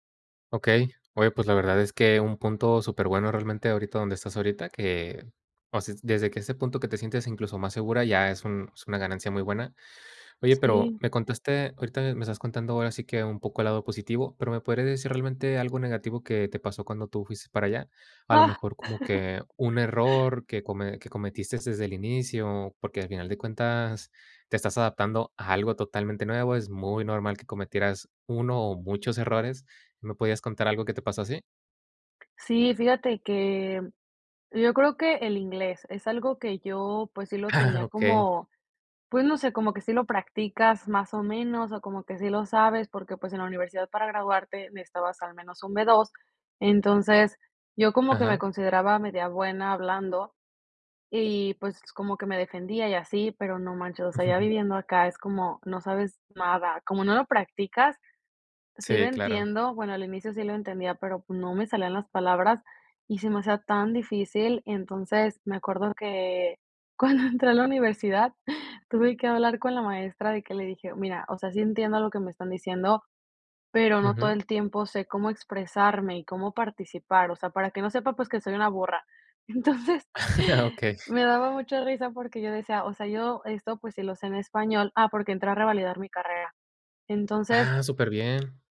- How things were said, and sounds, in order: laugh; other background noise; laughing while speaking: "Ah, okey"; laughing while speaking: "cuando entré a la universidad"; laughing while speaking: "Entonces"; laugh
- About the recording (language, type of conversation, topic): Spanish, podcast, ¿Qué consejo práctico darías para empezar de cero?